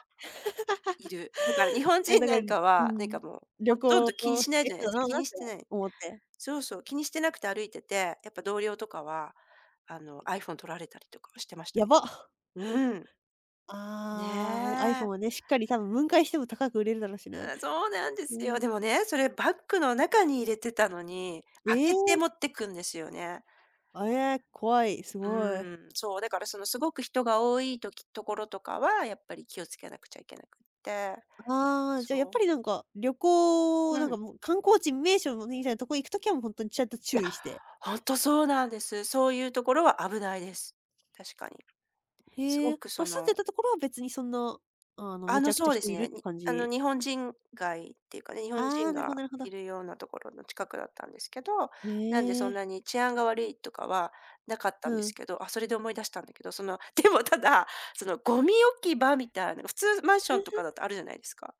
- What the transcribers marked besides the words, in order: laugh; alarm; laughing while speaking: "でもただ"; laugh
- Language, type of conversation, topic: Japanese, podcast, 旅先で出会った人に助けられた経験を聞かせてくれますか？